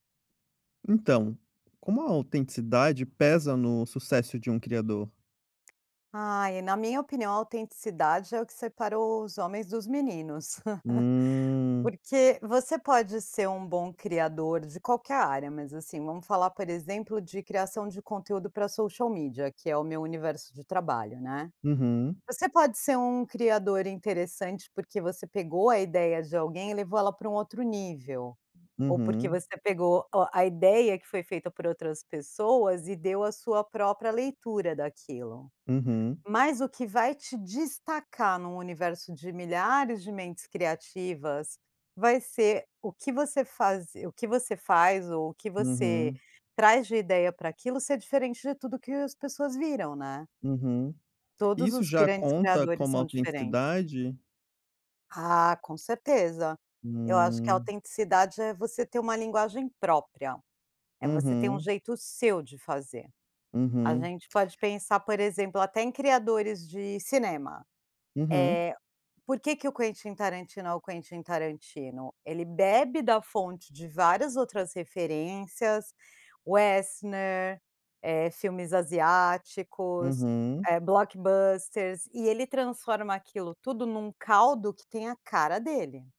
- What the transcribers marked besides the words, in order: chuckle; in English: "Westner"; in English: "blockbusters"
- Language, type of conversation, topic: Portuguese, podcast, Como a autenticidade influencia o sucesso de um criador de conteúdo?